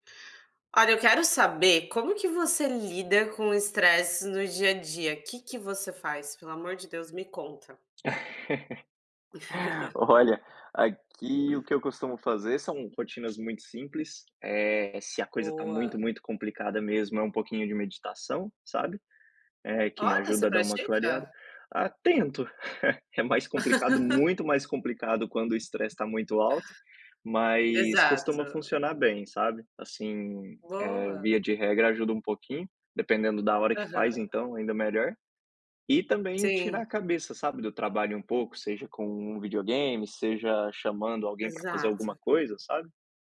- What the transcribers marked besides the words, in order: laugh; chuckle; laugh
- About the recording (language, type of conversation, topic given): Portuguese, unstructured, Como você lida com o estresse no dia a dia?